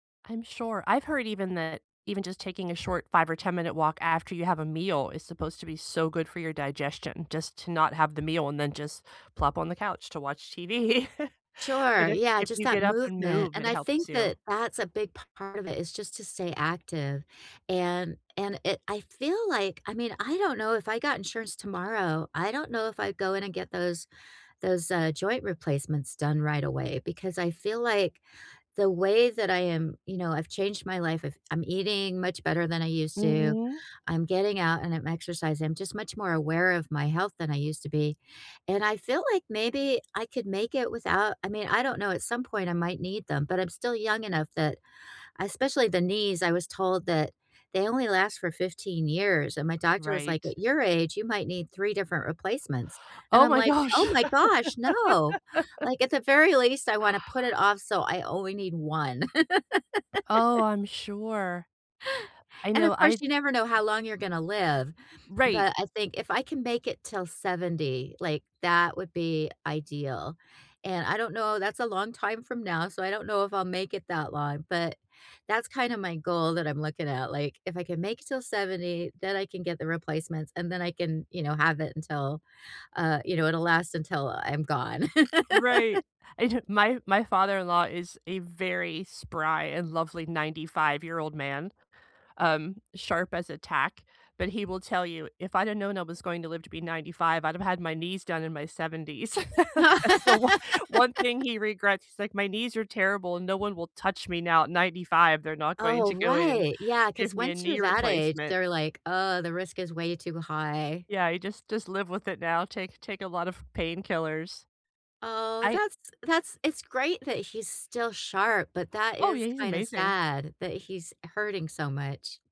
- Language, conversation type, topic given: English, unstructured, What’s an unexpected way fitness has changed your life?
- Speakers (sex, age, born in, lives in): female, 60-64, United States, United States; female, 60-64, United States, United States
- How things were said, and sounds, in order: tapping; other background noise; laughing while speaking: "TV"; laugh; laugh; laugh; laugh; laughing while speaking: "one"; laugh